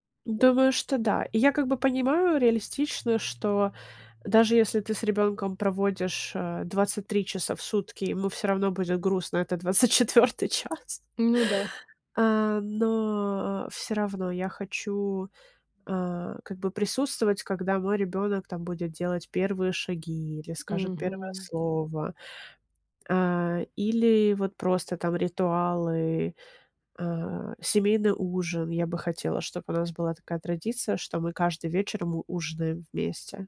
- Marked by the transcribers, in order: other background noise; laughing while speaking: "этот двадцать четвертый час"
- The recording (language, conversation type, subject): Russian, podcast, Как вы выбираете между семьёй и карьерой?